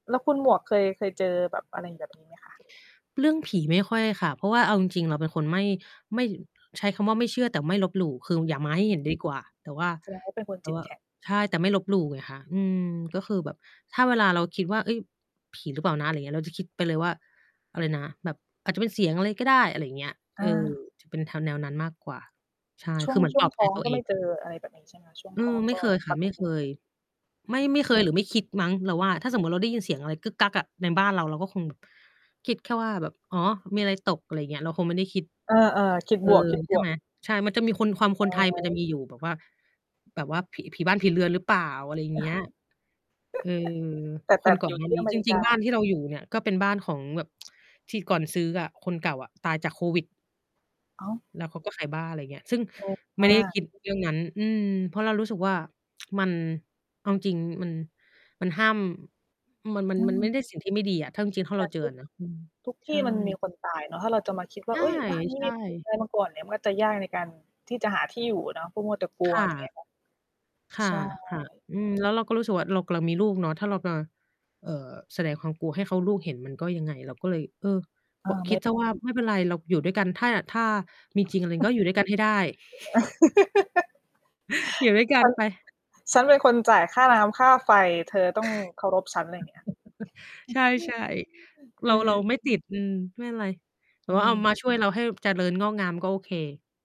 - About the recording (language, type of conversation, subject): Thai, unstructured, สถานที่ท่องเที่ยวแห่งไหนที่ทำให้คุณรู้สึกตื่นเต้นที่สุด?
- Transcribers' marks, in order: static; tapping; other background noise; distorted speech; "แนว-" said as "แทว"; other noise; laugh; mechanical hum; surprised: "อ้าว !"; tsk; laugh; chuckle; chuckle; chuckle